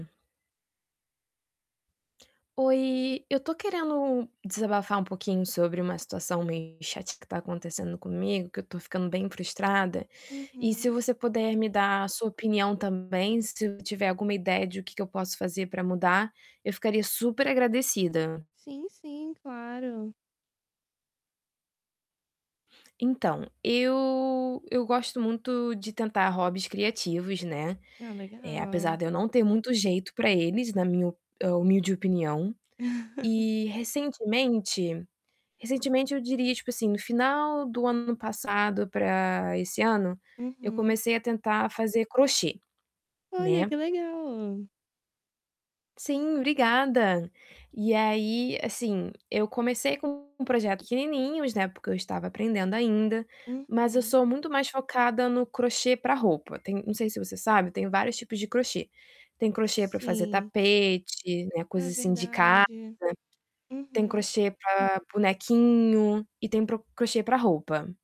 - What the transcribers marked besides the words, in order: other background noise; static; distorted speech; chuckle
- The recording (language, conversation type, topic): Portuguese, advice, Como posso lidar com a frustração ao aprender algo novo?